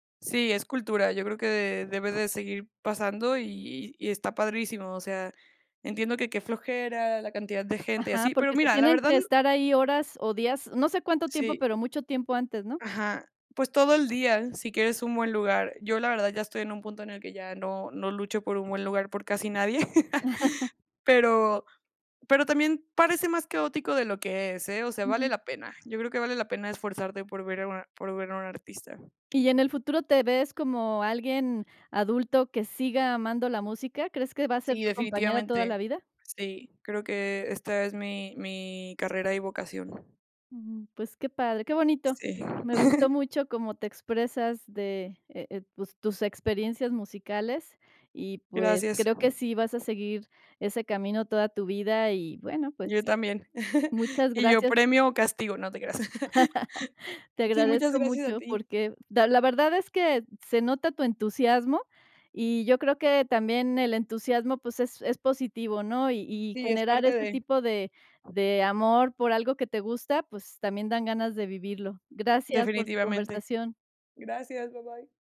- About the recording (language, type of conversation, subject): Spanish, podcast, ¿Cómo influye el público en tu experiencia musical?
- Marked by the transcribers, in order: chuckle; chuckle; chuckle; chuckle; other background noise